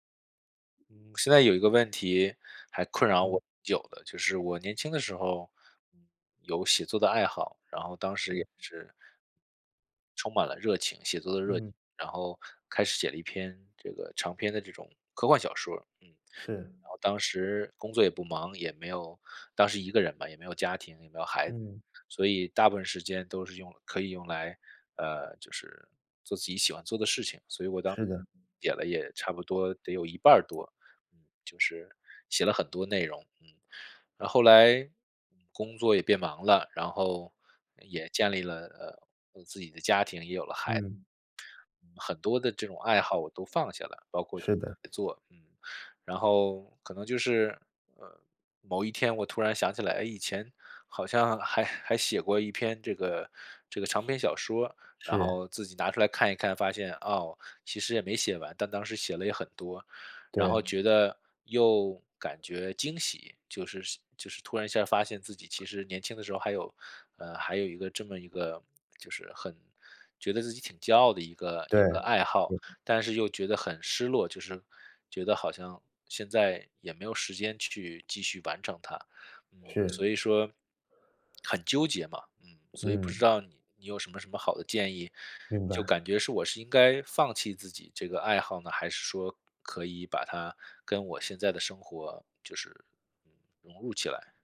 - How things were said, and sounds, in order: other background noise; unintelligible speech; laughing while speaking: "还"; unintelligible speech
- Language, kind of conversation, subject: Chinese, advice, 如何在工作占满时间的情况下安排固定的创作时间？